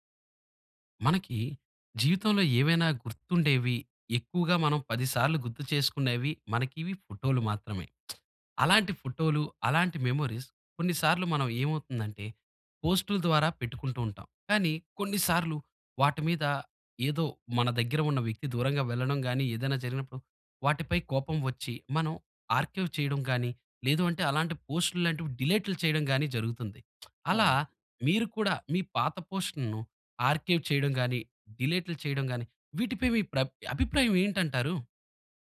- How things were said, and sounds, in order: lip smack; in English: "మెమోరీస్"; in English: "ఆర్కైవ్"; lip smack; in English: "ఆర్కైవ్"
- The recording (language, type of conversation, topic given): Telugu, podcast, పాత పోస్టులను తొలగించాలా లేదా దాచివేయాలా అనే విషయంలో మీ అభిప్రాయం ఏమిటి?